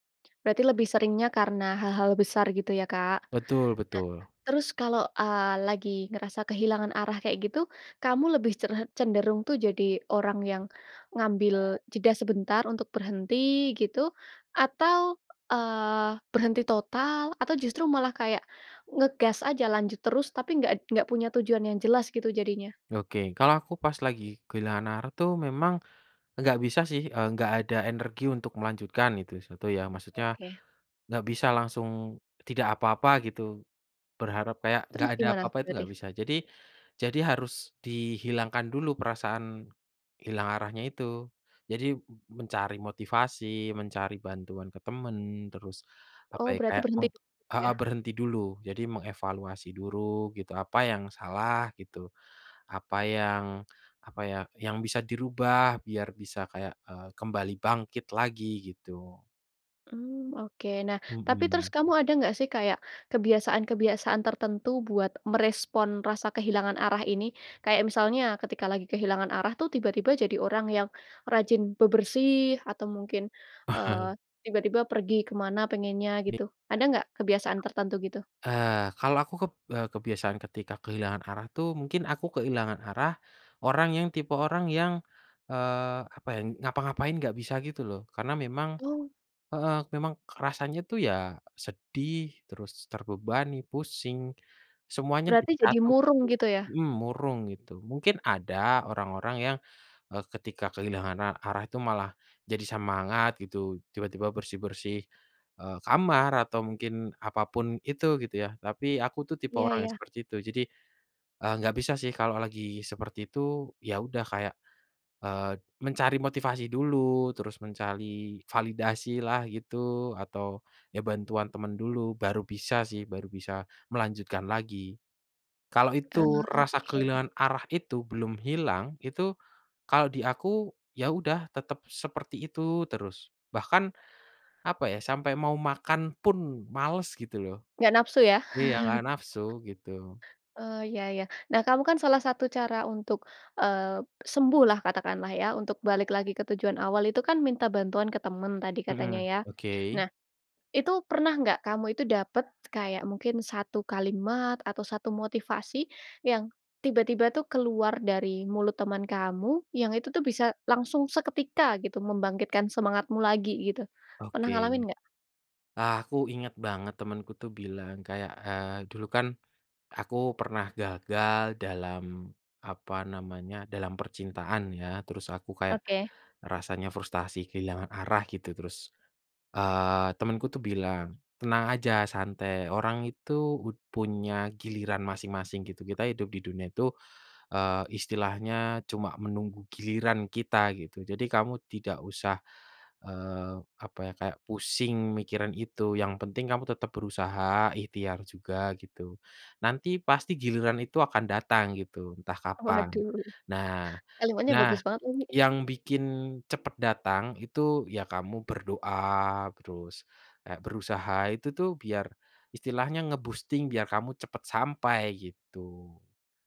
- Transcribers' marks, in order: tongue click; other background noise; chuckle; chuckle; laughing while speaking: "Waduh"; in English: "nge-boosting"
- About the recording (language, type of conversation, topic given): Indonesian, podcast, Apa yang kamu lakukan kalau kamu merasa kehilangan arah?